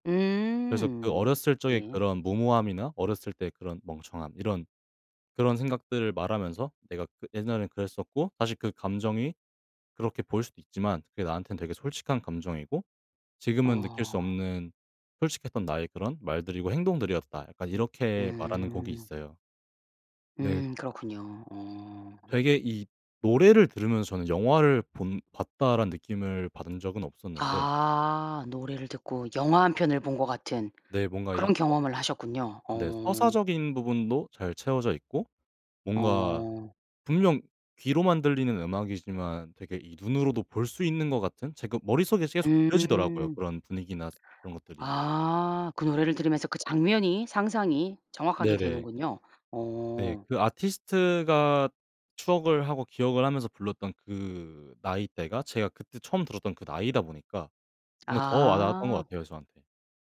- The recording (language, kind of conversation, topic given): Korean, podcast, 인생을 바꾼 노래가 있다면 무엇인가요?
- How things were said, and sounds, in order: other background noise